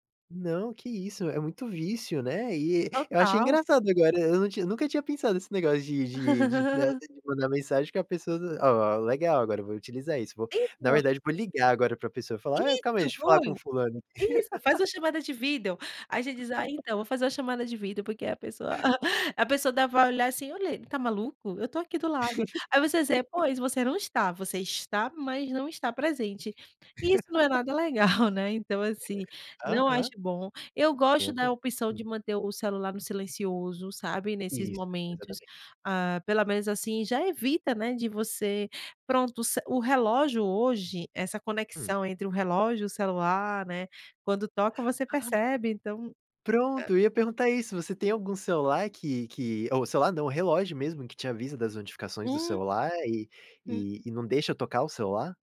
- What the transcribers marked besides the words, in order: laugh; laugh; chuckle; laugh; unintelligible speech; laugh; chuckle; other noise
- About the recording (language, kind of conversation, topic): Portuguese, podcast, Você tem alguma regra sobre usar o celular à mesa durante as refeições?